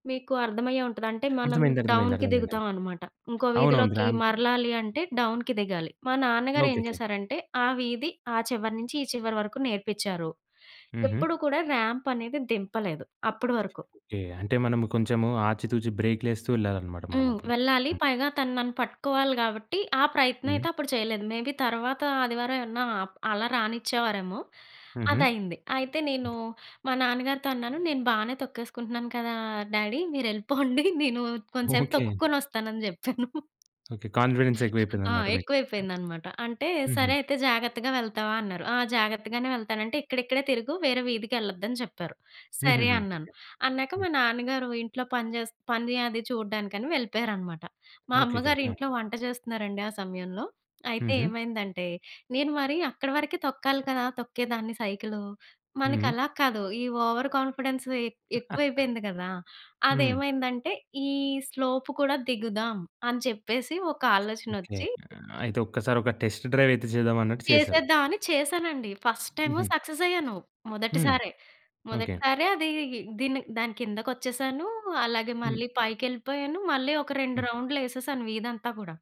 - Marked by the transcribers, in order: in English: "డౌన్‌కి"; in English: "ర్యాంప్"; in English: "డౌన్‌కి"; tapping; other background noise; in English: "మేబీ"; other noise; in English: "డ్యాడీ"; giggle; chuckle; in English: "కాన్ఫిడెన్స్"; chuckle; chuckle; in English: "ఓవర్"; in English: "టెస్ట్ డ్రైవ్"; in English: "ఫస్ట్"
- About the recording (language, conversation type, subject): Telugu, podcast, ఒక ప్రమాదం తర్వాత మీలో వచ్చిన భయాన్ని మీరు ఎలా జయించారు?
- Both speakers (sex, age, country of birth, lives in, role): female, 30-34, India, India, guest; male, 20-24, India, India, host